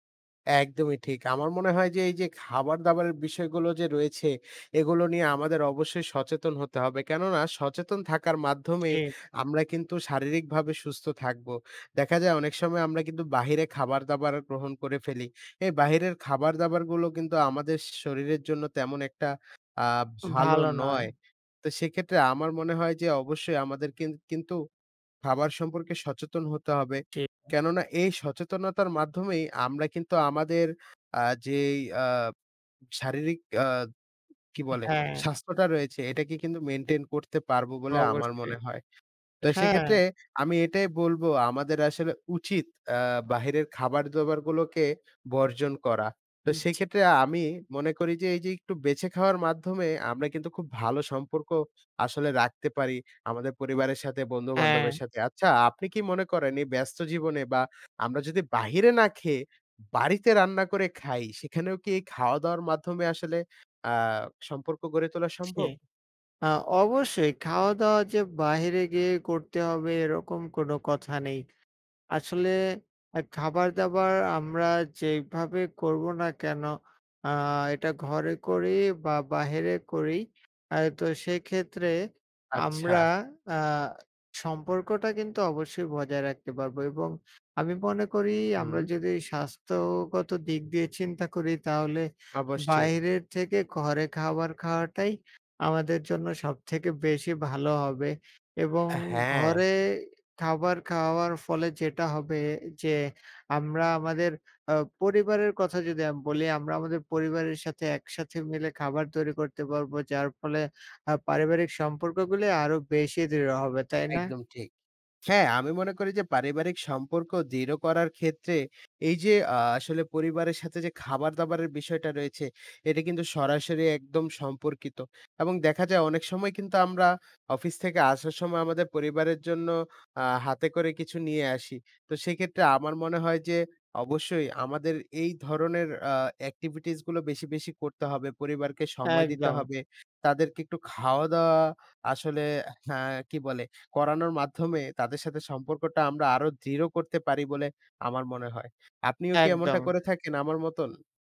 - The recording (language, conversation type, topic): Bengali, unstructured, আপনার মতে, খাবারের মাধ্যমে সম্পর্ক গড়ে তোলা কতটা গুরুত্বপূর্ণ?
- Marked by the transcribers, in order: none